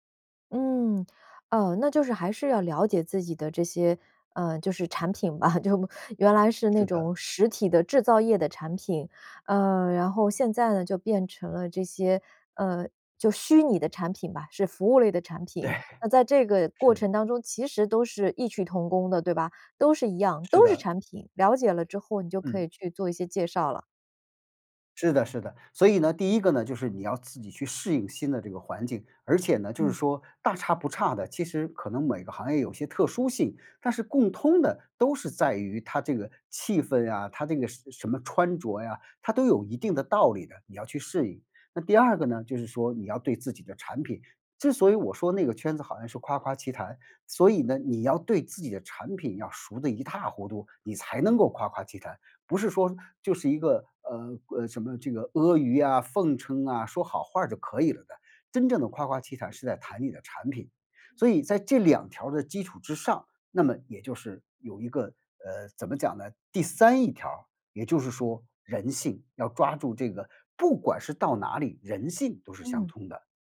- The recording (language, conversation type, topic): Chinese, podcast, 转行后怎样重新建立职业人脉？
- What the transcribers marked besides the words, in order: chuckle; laughing while speaking: "对"; "一塌糊涂" said as "一塌糊度"